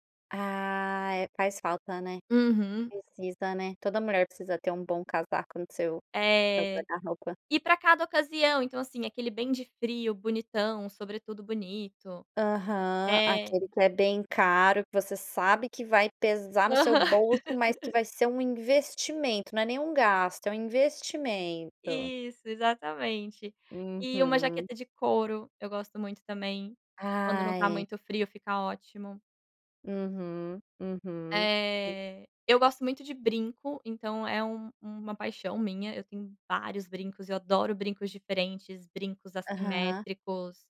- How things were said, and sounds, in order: laugh; tapping
- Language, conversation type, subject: Portuguese, podcast, Como você escolhe roupas para se sentir confiante?